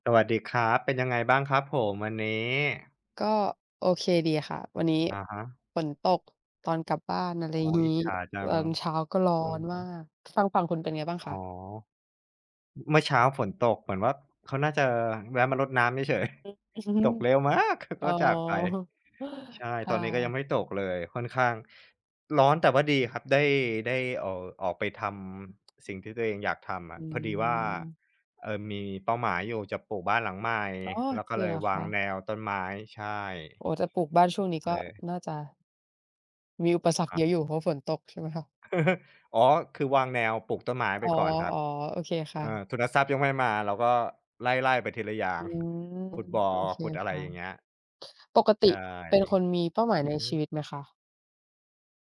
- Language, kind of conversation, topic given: Thai, unstructured, คุณคิดว่าเป้าหมายในชีวิตสำคัญกว่าความสุขไหม?
- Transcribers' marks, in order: other background noise; tapping; stressed: "มาก"; chuckle